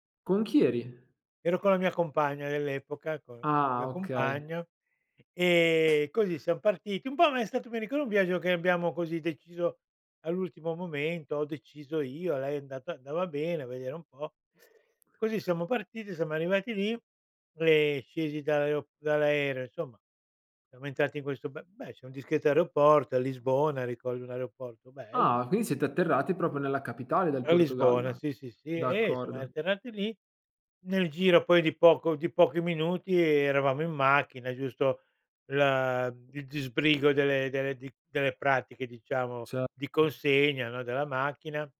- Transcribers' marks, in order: drawn out: "Ah"; drawn out: "e"; "ricordo" said as "ricoro"; surprised: "Ah"; drawn out: "l"; other background noise
- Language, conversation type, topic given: Italian, podcast, C’è un viaggio che ti ha stupito più di quanto immaginassi?